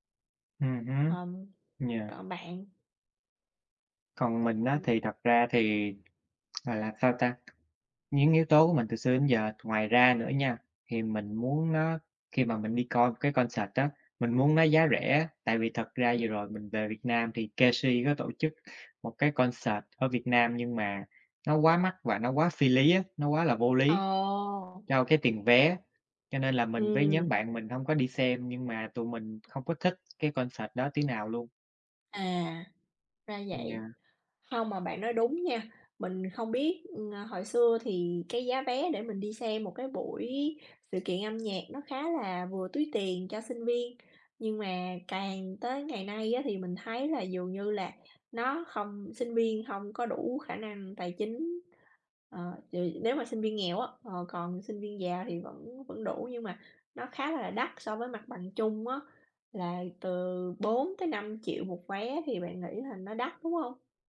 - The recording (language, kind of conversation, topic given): Vietnamese, unstructured, Bạn thích đi dự buổi biểu diễn âm nhạc trực tiếp hay xem phát trực tiếp hơn?
- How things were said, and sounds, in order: tapping; other background noise; in English: "concert"; in English: "concert"; in English: "concert"